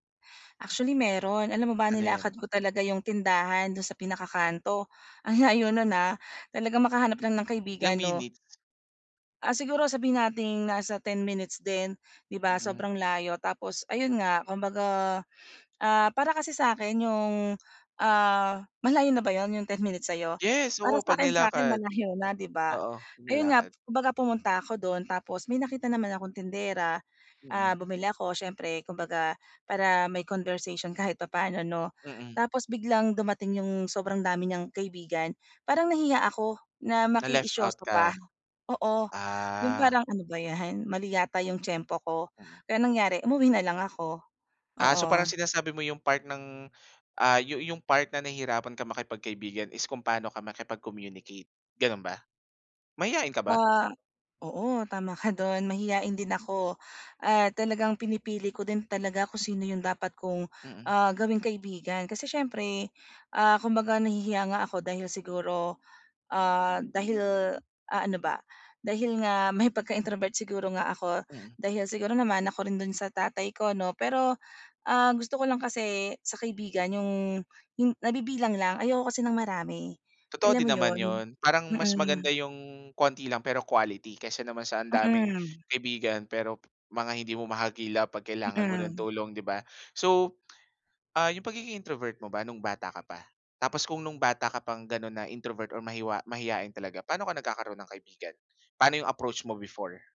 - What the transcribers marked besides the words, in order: other background noise; chuckle; scoff; scoff; dog barking; scoff
- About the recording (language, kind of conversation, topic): Filipino, advice, Paano ako makakahanap ng mga bagong kaibigan dito?